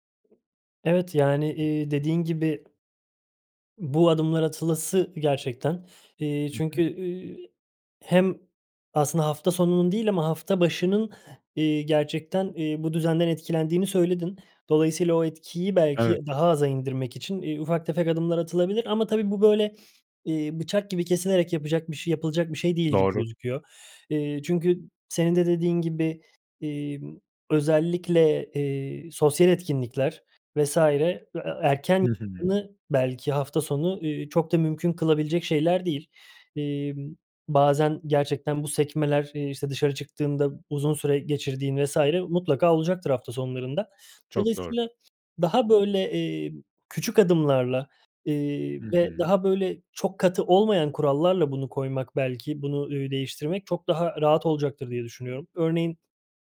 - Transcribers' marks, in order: other background noise; sniff; unintelligible speech
- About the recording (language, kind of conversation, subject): Turkish, advice, Hafta içi erken yatıp hafta sonu geç yatmamın uyku düzenimi bozması normal mi?